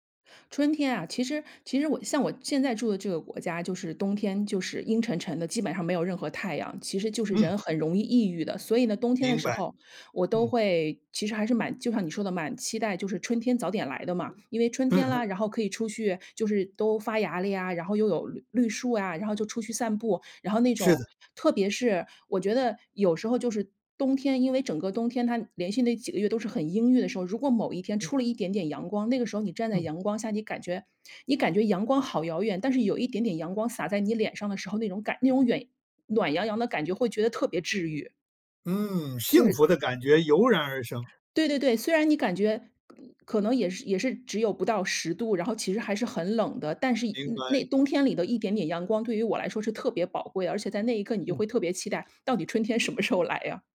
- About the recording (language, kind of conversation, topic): Chinese, podcast, 能跟我说说你从四季中学到了哪些东西吗？
- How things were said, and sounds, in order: other background noise; other noise; laughing while speaking: "时候"